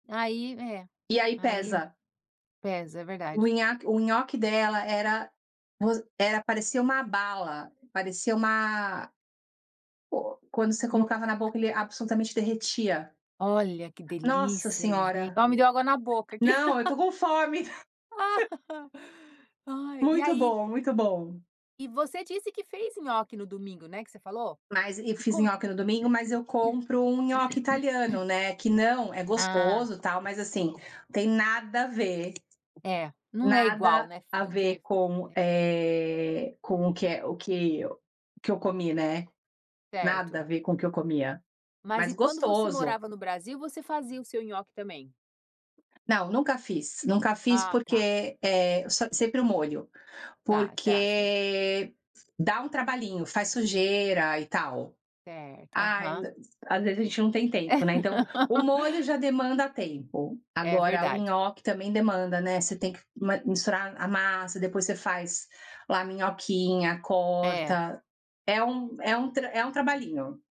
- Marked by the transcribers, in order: unintelligible speech; unintelligible speech; laugh; throat clearing; tapping; laugh
- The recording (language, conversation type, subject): Portuguese, podcast, Você pode me contar sobre uma receita que passou de geração em geração na sua família?